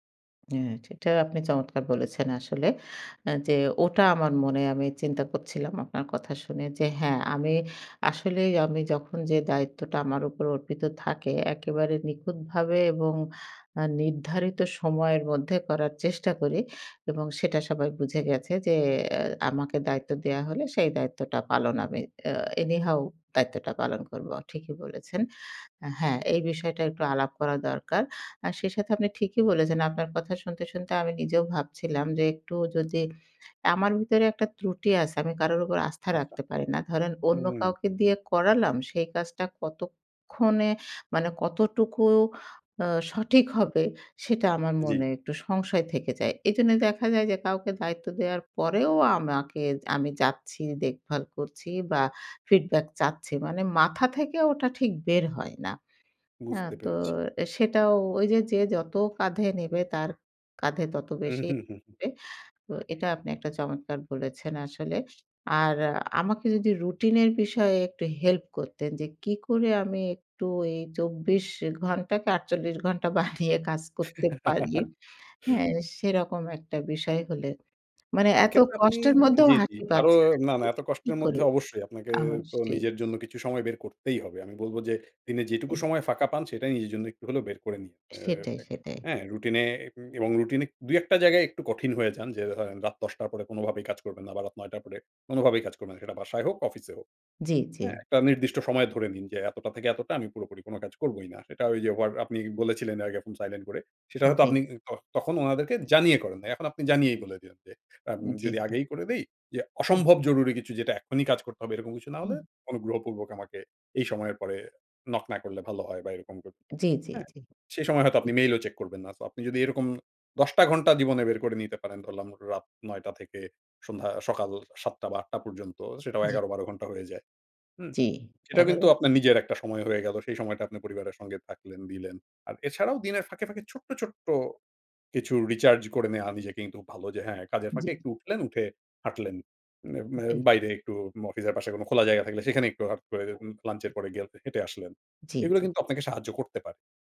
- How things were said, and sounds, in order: tapping; other background noise; "করছিলাম" said as "কচ্ছিলাম"; chuckle; laughing while speaking: "বারিয়ে কাজ করতে পারি"
- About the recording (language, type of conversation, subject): Bengali, advice, নতুন শিশু বা বড় দায়িত্বের কারণে আপনার আগের রুটিন ভেঙে পড়লে আপনি কীভাবে সামলাচ্ছেন?